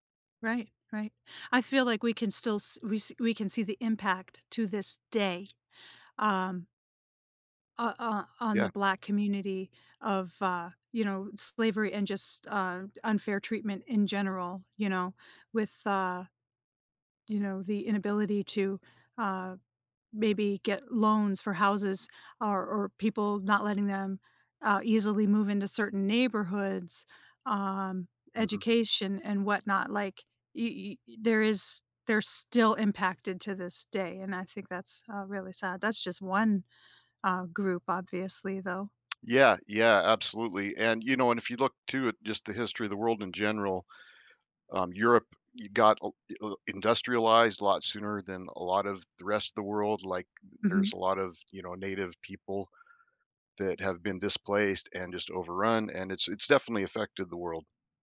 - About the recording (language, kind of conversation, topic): English, unstructured, How has history shown unfair treatment's impact on groups?
- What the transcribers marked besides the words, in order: tapping